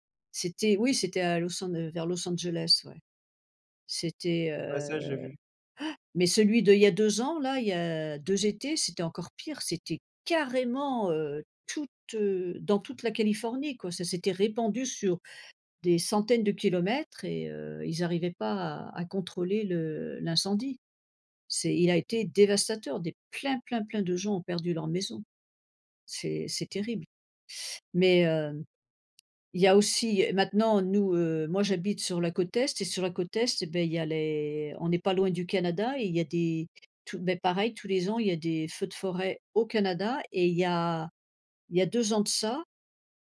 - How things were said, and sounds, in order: gasp; stressed: "carrément"; tapping; unintelligible speech
- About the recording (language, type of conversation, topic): French, unstructured, Comment ressens-tu les conséquences des catastrophes naturelles récentes ?